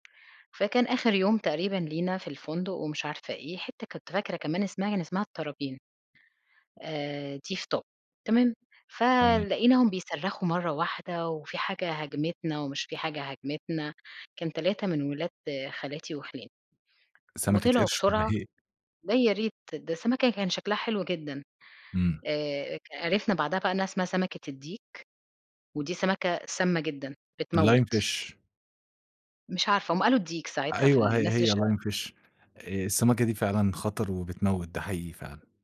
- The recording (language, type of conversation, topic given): Arabic, podcast, ممكن تحكيلي عن رحلة انتهت بإنقاذ أو مساعدة ماكنتش متوقّعها؟
- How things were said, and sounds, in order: tapping; in English: "lime fish"; in English: "lime fish"